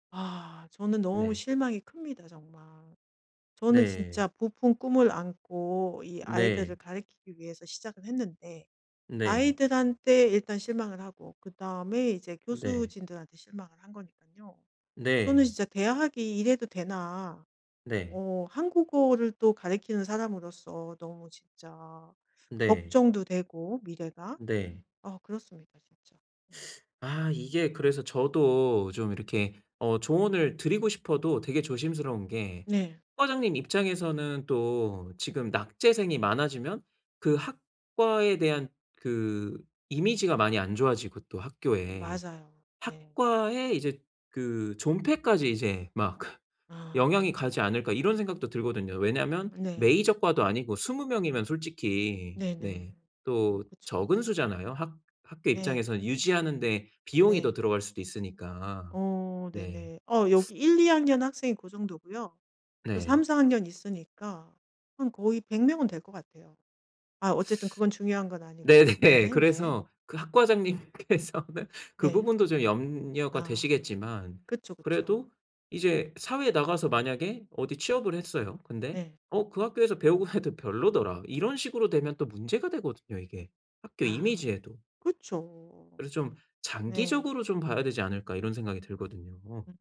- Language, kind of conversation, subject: Korean, advice, 사회적 압력 속에서도 진정성을 유지하려면 어떻게 해야 할까요?
- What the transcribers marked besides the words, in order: other background noise; laughing while speaking: "네네"; laughing while speaking: "학과장님께서는"